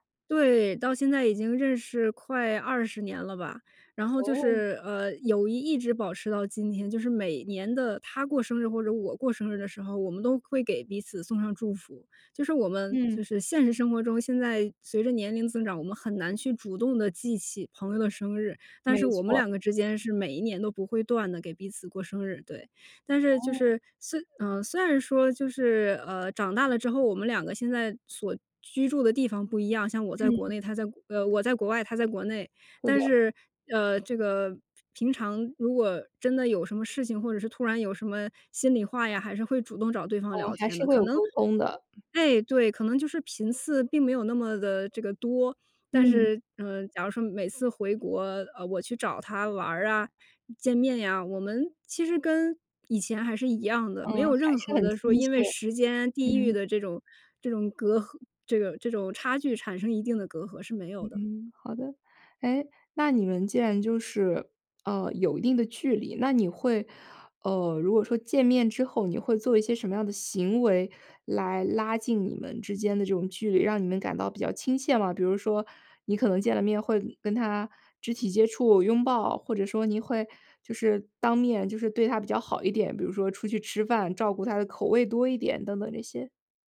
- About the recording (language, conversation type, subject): Chinese, podcast, 你是在什么瞬间意识到对方是真心朋友的？
- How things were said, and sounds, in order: other background noise